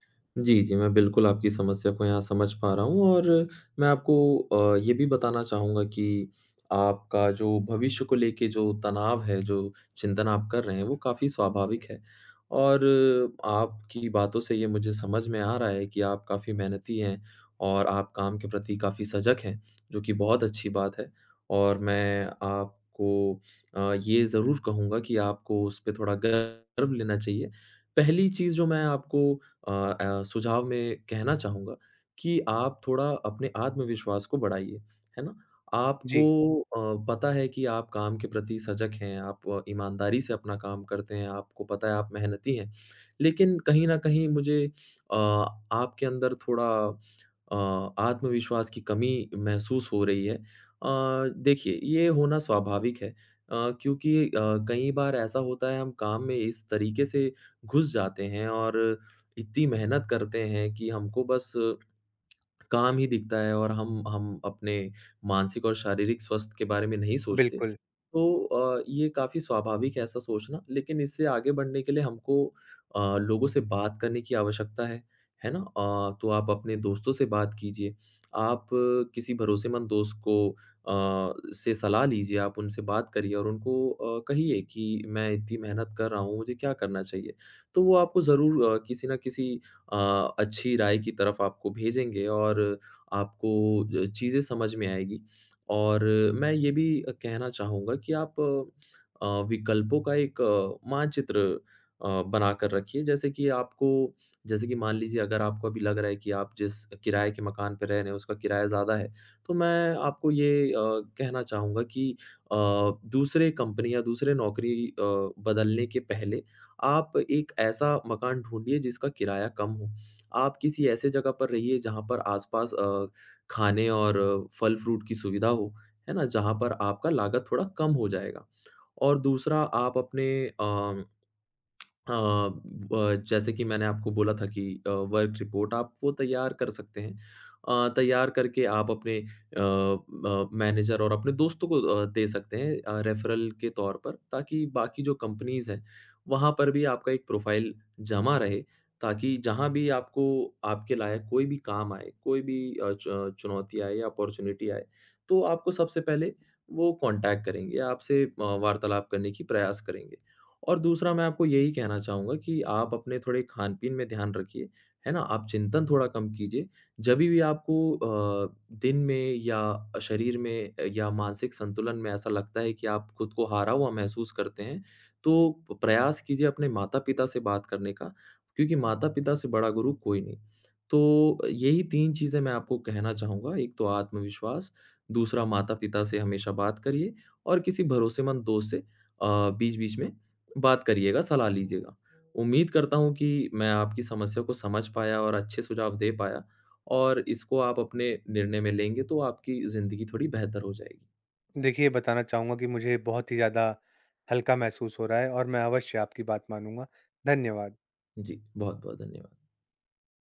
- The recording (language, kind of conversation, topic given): Hindi, advice, नौकरी बदलने या छोड़ने के विचार को लेकर चिंता और असमर्थता
- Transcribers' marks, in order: lip smack; tongue click; in English: "वर्क रिपोर्ट"; in English: "मैनेजर"; in English: "रेफ़रल"; in English: "कंपनीज़"; in English: "प्रोफ़ाइल"; in English: "अपॉर्च्युनिटी"; in English: "कॉन्टैक्ट"